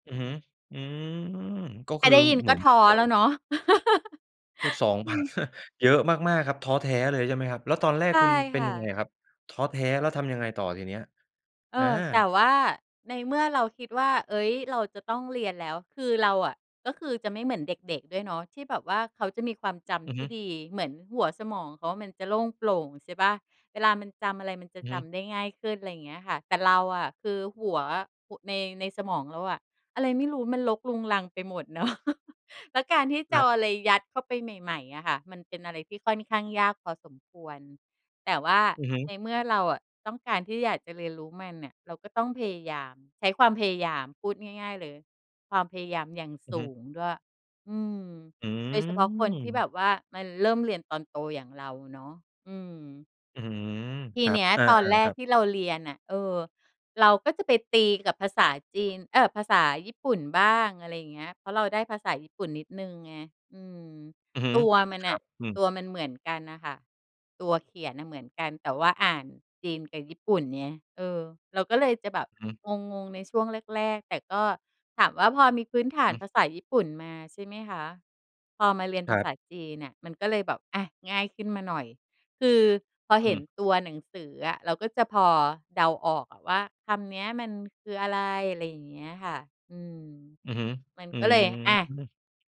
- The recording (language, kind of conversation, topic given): Thai, podcast, ถ้าอยากเริ่มเรียนทักษะใหม่ตอนโต ควรเริ่มอย่างไรดี?
- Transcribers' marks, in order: drawn out: "อืม"; unintelligible speech; laugh; laughing while speaking: "สองพัน"; laughing while speaking: "เนาะ"; chuckle; drawn out: "อืม"